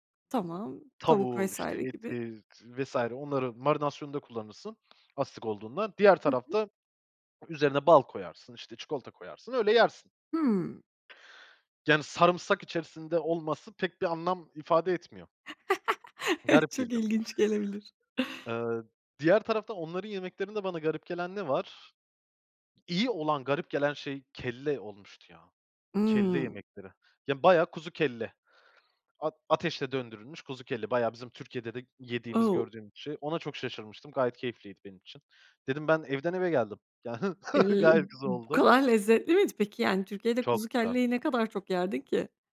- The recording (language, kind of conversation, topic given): Turkish, podcast, Aile tariflerini yeni nesle nasıl aktarırsın, buna bir örnek verebilir misin?
- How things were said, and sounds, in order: chuckle; laughing while speaking: "Evet, çok ilginç gelebilir"; other background noise; chuckle